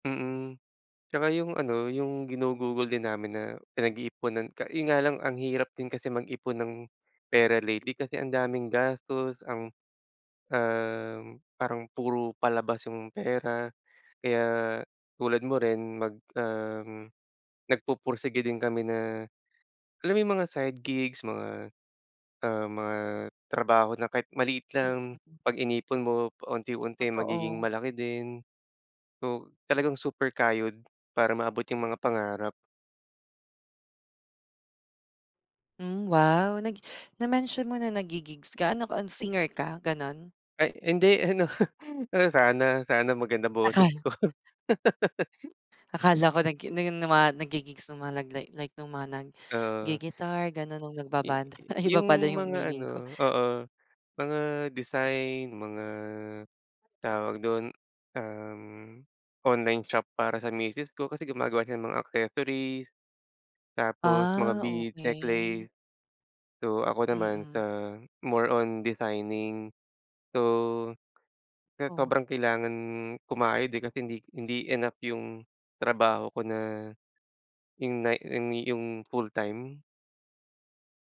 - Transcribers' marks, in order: laughing while speaking: "ano"; laugh; in English: "more on designing"
- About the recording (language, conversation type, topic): Filipino, unstructured, Ano ang unang pangarap na natupad mo dahil nagkaroon ka ng pera?